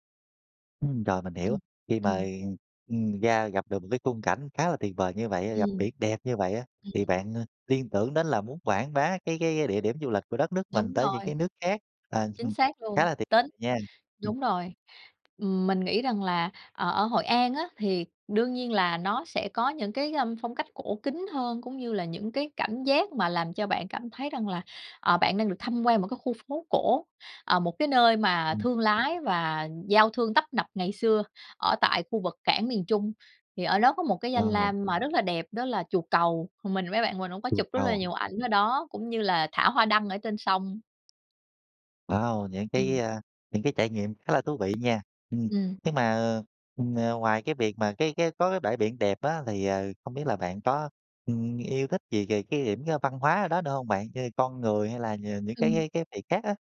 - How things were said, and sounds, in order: tapping; other background noise
- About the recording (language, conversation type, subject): Vietnamese, podcast, Bạn có thể kể về một chuyến đi đã khiến bạn thay đổi rõ rệt nhất không?